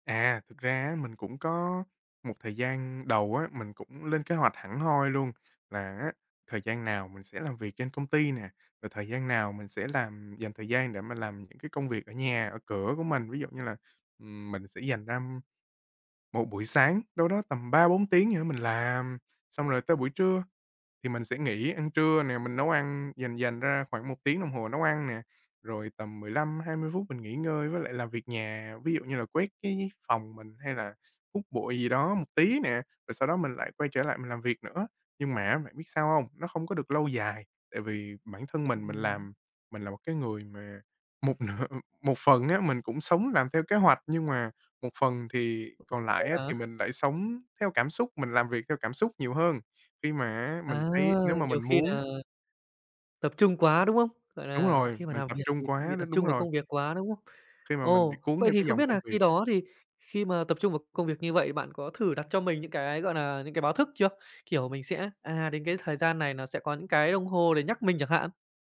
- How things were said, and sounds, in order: tapping; laughing while speaking: "một nửa"; other background noise; "làm" said as "nàm"
- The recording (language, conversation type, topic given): Vietnamese, advice, Tôi nên ưu tiên như thế nào giữa công việc nặng và các việc lặt vặt?